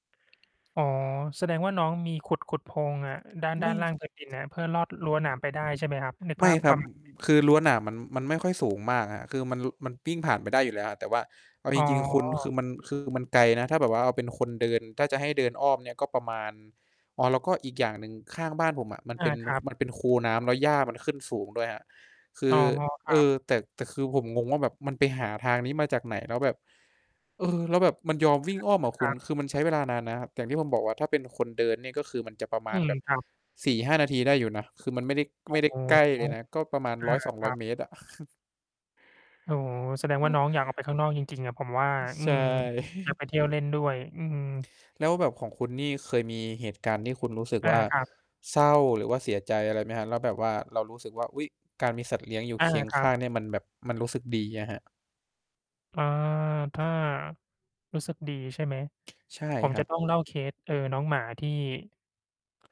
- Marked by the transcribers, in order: tapping; distorted speech; other background noise; wind; "วิ่ง" said as "ปิ้ง"; static; chuckle; chuckle
- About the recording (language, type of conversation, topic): Thai, unstructured, คุณช่วยเล่าเรื่องที่ประทับใจเกี่ยวกับสัตว์เลี้ยงของคุณให้ฟังหน่อยได้ไหม?